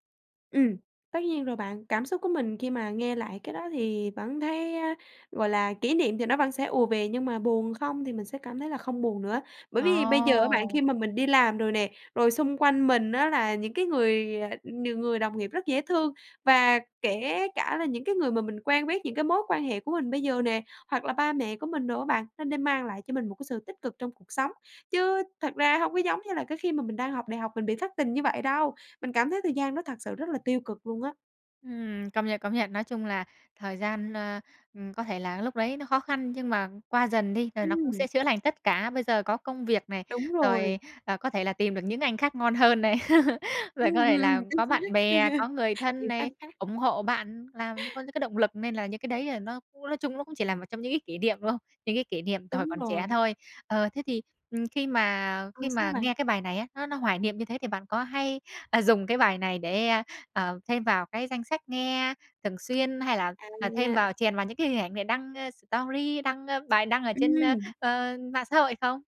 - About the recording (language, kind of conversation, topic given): Vietnamese, podcast, Bài hát nào luôn gợi cho bạn nhớ đến một người nào đó?
- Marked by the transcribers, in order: tapping; laugh; laugh; in English: "story"